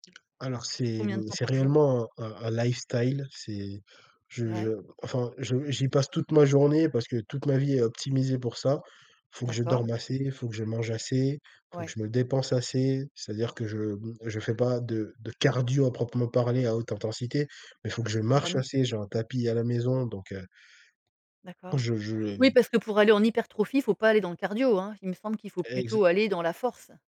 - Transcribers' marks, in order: in English: "lifestyle"; stressed: "cardio"; stressed: "marche"; other background noise
- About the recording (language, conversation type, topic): French, podcast, Qu’est-ce qui t’aide à rester authentique pendant une transformation ?